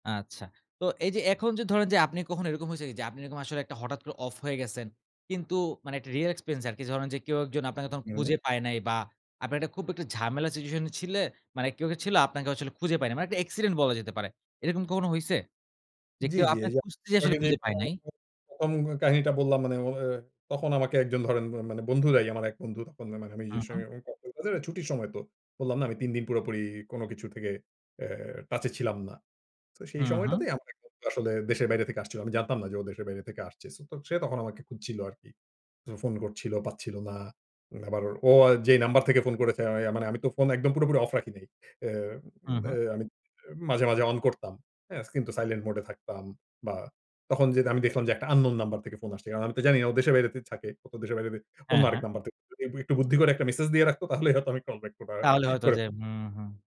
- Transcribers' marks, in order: other background noise; unintelligible speech; unintelligible speech; unintelligible speech
- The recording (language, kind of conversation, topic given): Bengali, podcast, কাজ থেকে সত্যিই ‘অফ’ হতে তোমার কি কোনো নির্দিষ্ট রীতি আছে?